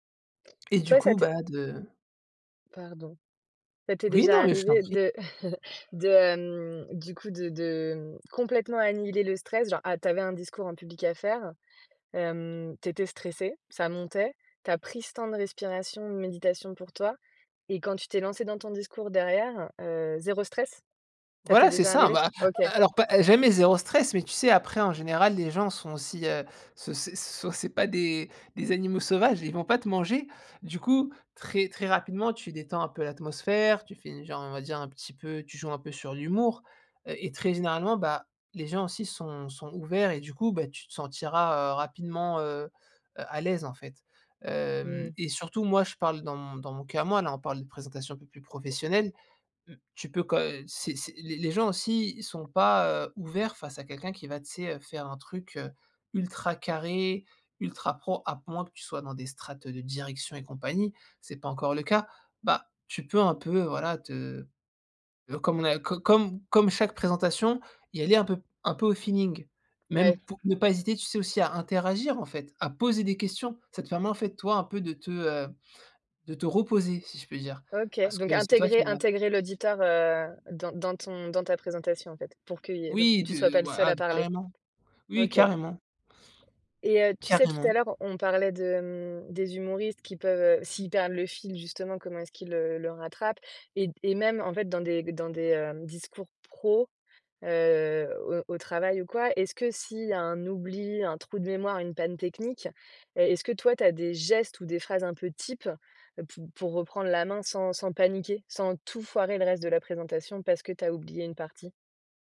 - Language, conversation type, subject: French, podcast, Quelles astuces pour parler en public sans stress ?
- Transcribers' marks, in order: other background noise; chuckle; stressed: "poser"; tapping; stressed: "carrément"; stressed: "gestes"; stressed: "types"; stressed: "tout"